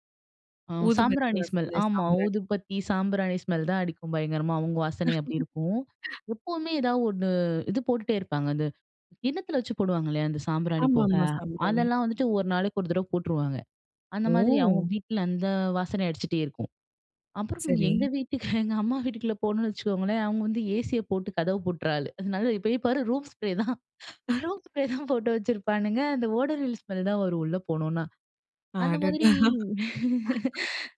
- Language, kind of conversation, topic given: Tamil, podcast, வீட்டுப் போல இருக்கும் அந்த வாசனை உங்களுக்கு எப்போது வீட்டை நினைவூட்டுகிறது?
- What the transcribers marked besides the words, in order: in English: "ஸ்மெல்"; laugh; laughing while speaking: "எங்க வீட்டுக்கு எங்க அம்மா வீட்டுக்குள்ள போனோம்னு வச்சுக்கோங்களேன்"; laugh; laughing while speaking: "ரூம் ஸ்ப்ரே தான் ரூம் ஸ்ப்ரே தான் போட்டு வச்சிருப்பானுங்க"; laugh